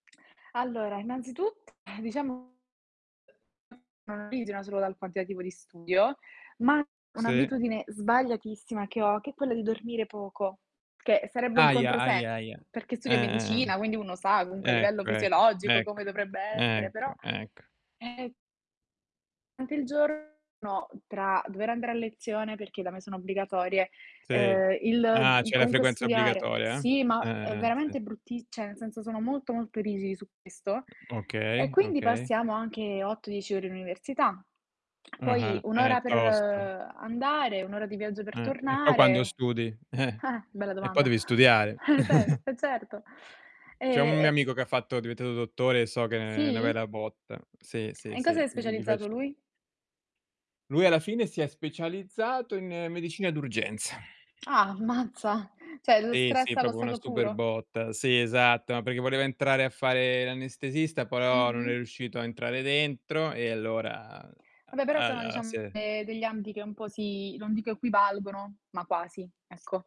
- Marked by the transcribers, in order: sigh; distorted speech; static; "cioè" said as "ceh"; tapping; laughing while speaking: "Eh"; chuckle; other background noise; "diventato" said as "divetato"; "cioè" said as "ceh"; "proprio" said as "propro"
- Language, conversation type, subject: Italian, unstructured, Come gestisci lo stress nella tua vita quotidiana?